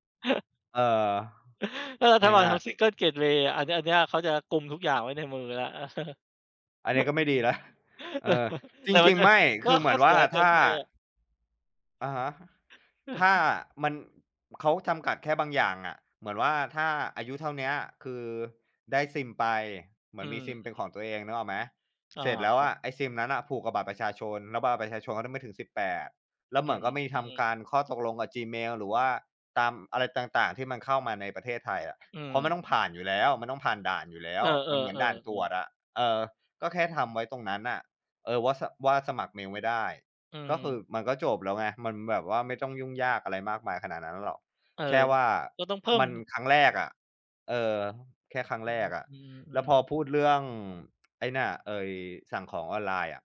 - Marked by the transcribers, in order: chuckle; chuckle; laughing while speaking: "แต่มันจะ"; other background noise; chuckle
- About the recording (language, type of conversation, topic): Thai, unstructured, ทำไมถึงยังมีคนสูบบุหรี่ทั้งที่รู้ว่ามันทำลายสุขภาพ?